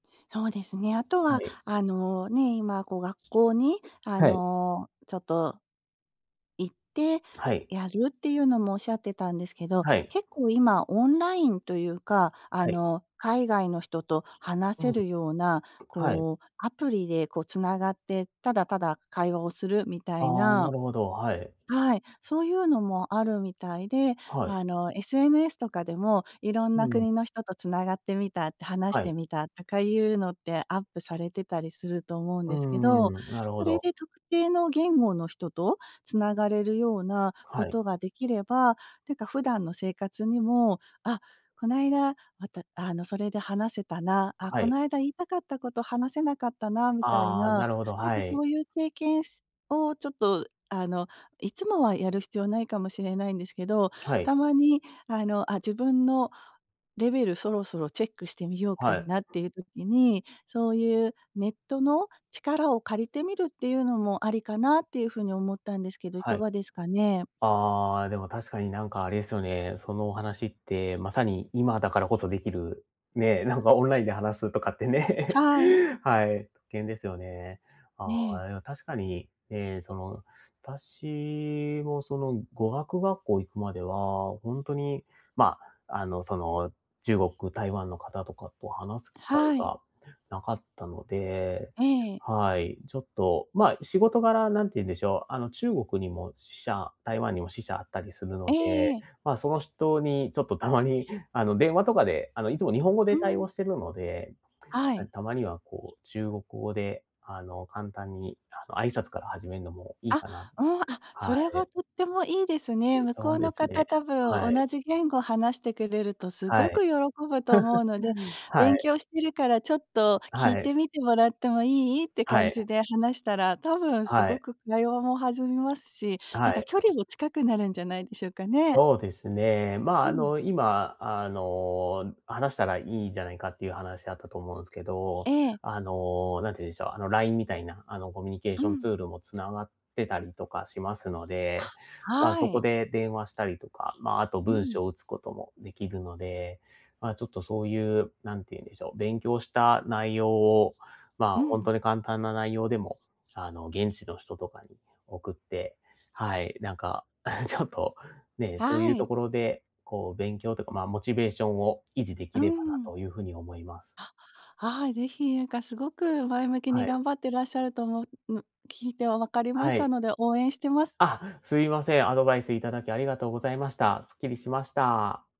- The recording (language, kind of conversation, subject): Japanese, advice, モチベーションが下がっているときでも習慣を続けるにはどうすればいいですか？
- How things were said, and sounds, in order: tapping; laughing while speaking: "話すとかってね"; laugh; other background noise; laugh; other noise; laughing while speaking: "ちょっと"